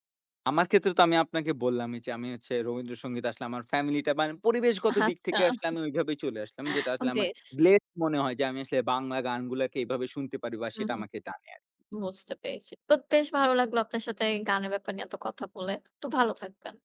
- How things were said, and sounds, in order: laughing while speaking: "আচ্ছা"; in English: "ব্লেসড"
- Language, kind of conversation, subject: Bengali, podcast, কোন ভাষার গান আপনাকে সবচেয়ে বেশি আকর্ষণ করে?